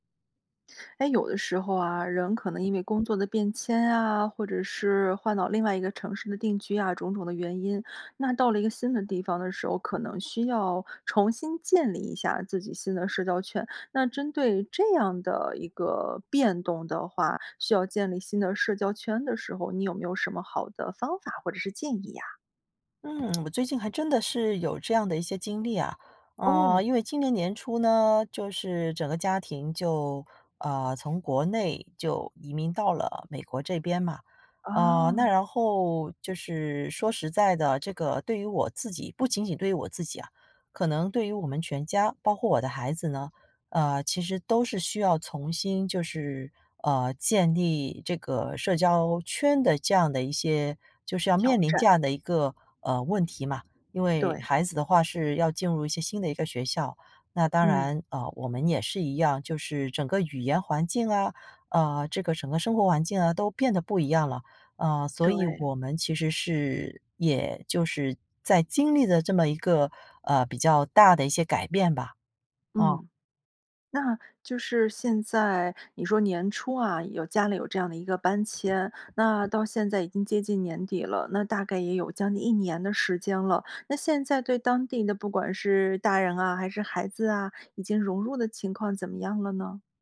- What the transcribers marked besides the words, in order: tapping; other background noise; tsk
- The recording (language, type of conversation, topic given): Chinese, podcast, 怎样才能重新建立社交圈？